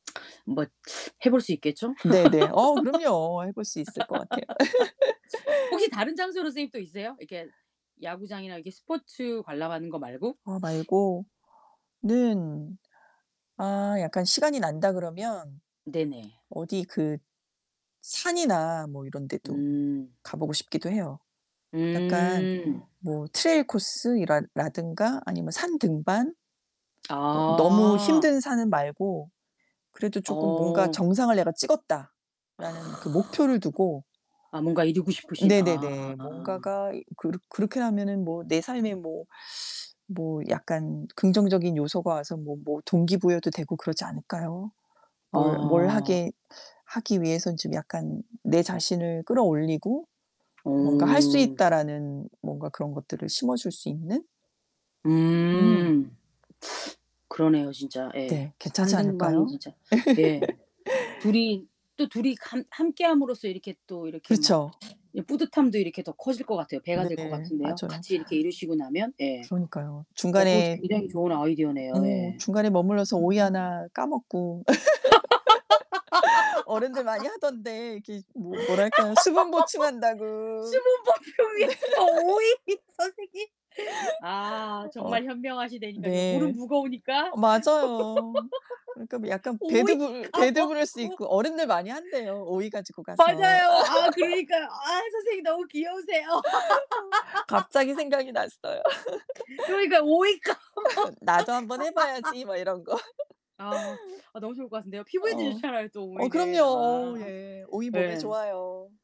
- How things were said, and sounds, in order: static; laugh; laugh; sniff; other background noise; other noise; distorted speech; laugh; laugh; background speech; laugh; laughing while speaking: "수분 보충 위해서 오이. 선생님"; laughing while speaking: "네"; laugh; laugh; laughing while speaking: "까먹고"; laugh; laugh; laughing while speaking: "까먹"; laugh; laughing while speaking: "거"; laugh
- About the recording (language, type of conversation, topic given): Korean, unstructured, 좋아하는 사람과 데이트할 때 어떤 장소를 가장 선호하시나요?